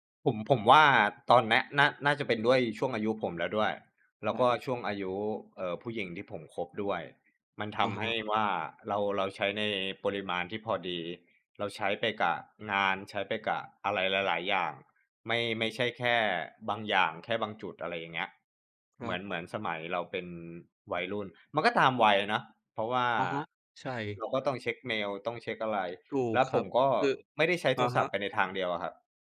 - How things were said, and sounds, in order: none
- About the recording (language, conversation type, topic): Thai, unstructured, เทคโนโลยีช่วยให้คุณติดต่อกับคนที่คุณรักได้ง่ายขึ้นไหม?